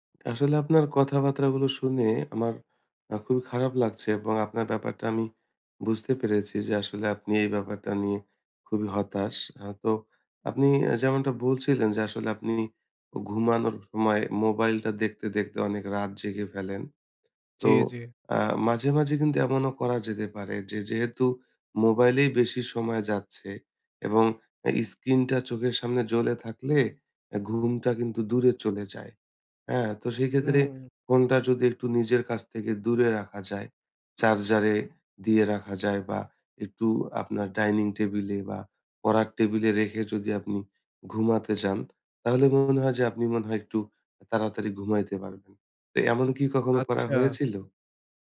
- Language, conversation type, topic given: Bengali, advice, রাত জেগে থাকার ফলে সকালে অতিরিক্ত ক্লান্তি কেন হয়?
- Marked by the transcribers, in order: "কথাবার্তা" said as "কথাবাত্রা"; "স্ক্রিনটা" said as "ইস্কিনটা"